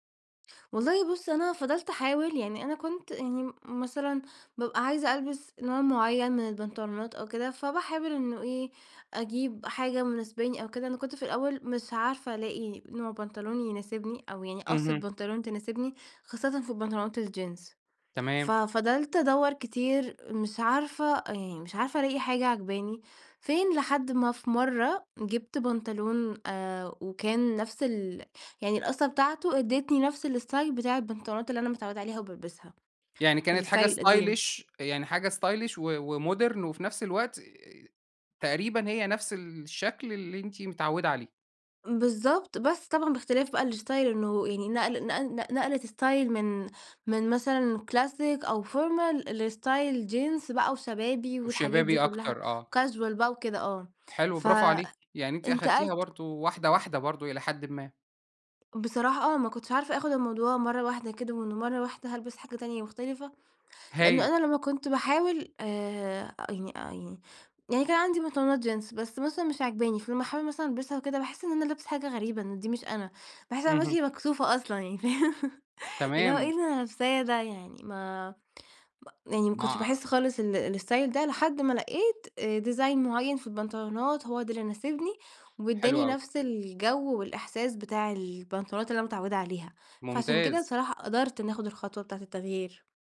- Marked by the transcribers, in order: in English: "الاستايل"; in English: "الاستايل"; in English: "ستايلش"; in English: "ستايلش"; in English: "ومودرن"; in English: "الاستايل"; in English: "استايل"; in English: "كلاسيك"; in English: "formal لاستايل"; in English: "وكاجوال"; laughing while speaking: "فاهم؟"; unintelligible speech; in English: "الاستايل"; in English: "ديزاين"
- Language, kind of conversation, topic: Arabic, podcast, إيه نصيحتك للي عايز يغيّر ستايله بس خايف يجرّب؟